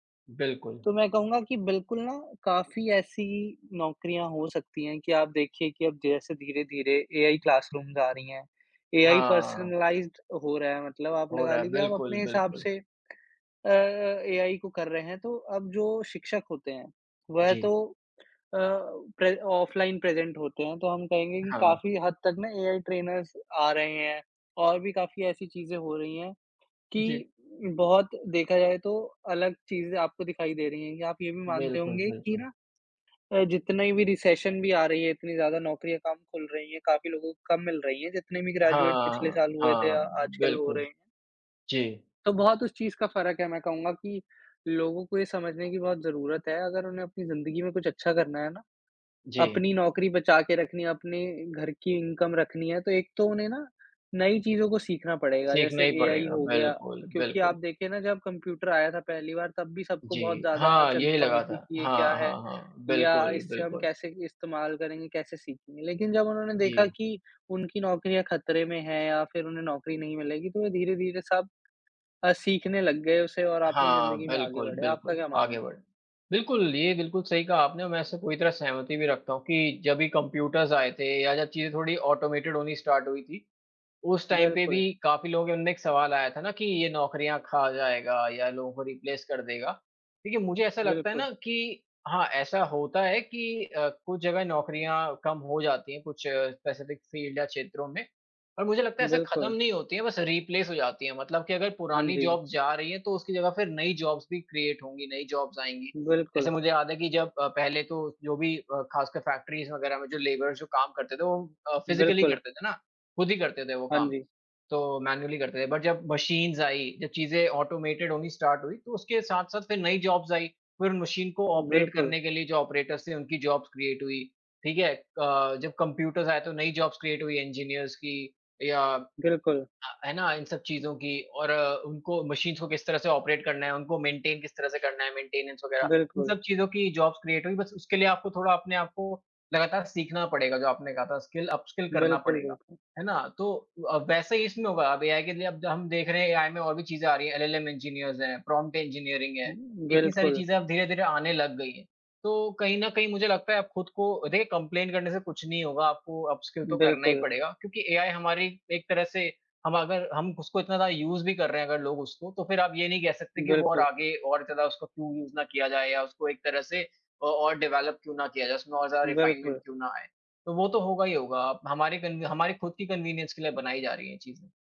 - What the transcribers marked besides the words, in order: tapping; in English: "क्लासरूमज़"; in English: "पर्सनलाइज़्ड"; in English: "ऑफ़लाइन प्रेज़ेंट"; in English: "ट्रेनर्स"; in English: "रिसेशन"; in English: "ग्रेजुएट"; other background noise; in English: "इनकम"; in English: "कंप्यूटर्स"; in English: "ऑटोमेटेड"; in English: "स्टार्ट"; in English: "टाइम"; in English: "रिप्लेस"; in English: "स्पेसिफिक फील्ड"; in English: "रिप्लेस"; in English: "जॉब्स"; in English: "जॉब्स"; in English: "क्रिएट"; in English: "जॉब्स"; in English: "फैक्टरीज़"; in English: "लेबर्स"; in English: "फिजिकली"; in English: "मैनुअली"; in English: "बट"; in English: "मशीन्स"; in English: "ऑटोमेटेड"; in English: "स्टार्ट"; in English: "जॉब्स"; in English: "मशीन"; in English: "ऑपरेट"; in English: "ऑपरेटर्स"; in English: "जॉब्स क्रिएट"; in English: "कंप्यूटर्स"; in English: "जॉब्स क्रिएट"; in English: "इंजीनियर्स"; in English: "मशीन्स"; in English: "ऑपरेट"; in English: "मेंटेनें"; in English: "मेंटेनेंस"; in English: "जॉब्स क्रिएट"; in English: "स्किल, अपस्किल"; in English: "इंजीनियर्स"; in English: "प्रॉम्प्ट इंजीनियरिंग"; in English: "कंप्लेंट"; in English: "अपस्किल"; in English: "यूज़"; in English: "यूज़"; in English: "डेवलप"; in English: "रिफ़ाइनमेंट"; in English: "कन्वीनियंस"
- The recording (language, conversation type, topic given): Hindi, unstructured, क्या आपको लगता है कि कृत्रिम बुद्धिमत्ता मानवता के लिए खतरा है?